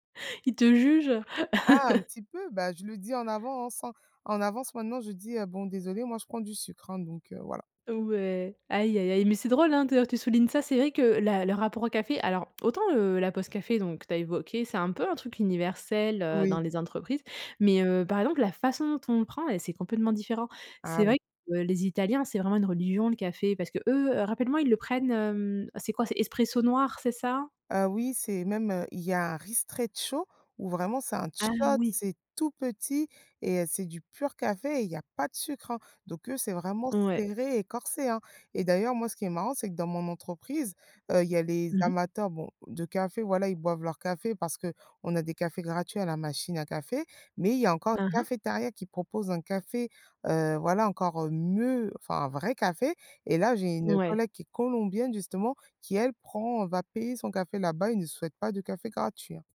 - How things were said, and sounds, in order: laughing while speaking: "Ils te jugent ?"; laugh; in Italian: "ristretcho"; "ristretto" said as "ristretcho"; stressed: "tout"; stressed: "mieux"
- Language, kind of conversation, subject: French, podcast, Qu'est-ce qui te plaît quand tu partages un café avec quelqu'un ?